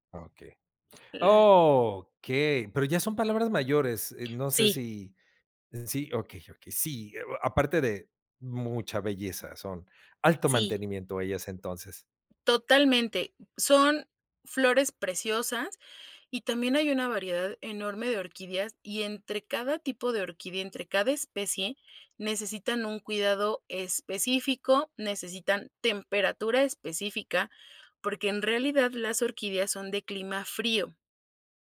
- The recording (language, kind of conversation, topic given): Spanish, podcast, ¿Qué descubriste al empezar a cuidar plantas?
- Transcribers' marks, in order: other noise